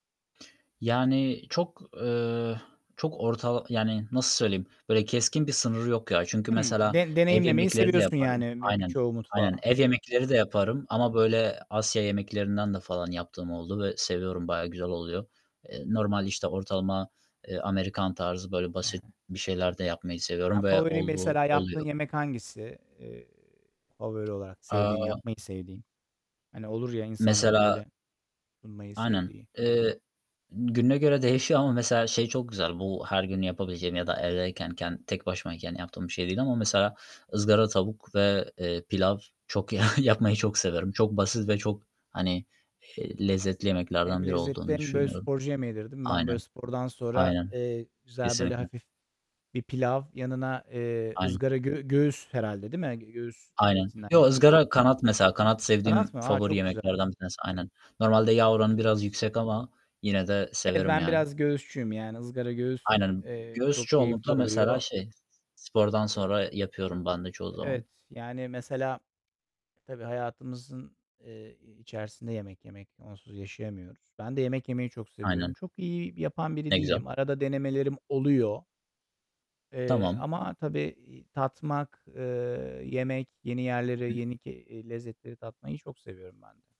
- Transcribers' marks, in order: distorted speech; unintelligible speech; other background noise; laughing while speaking: "yapmayı"; unintelligible speech
- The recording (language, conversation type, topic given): Turkish, unstructured, Unutamadığın bir yemek anın var mı?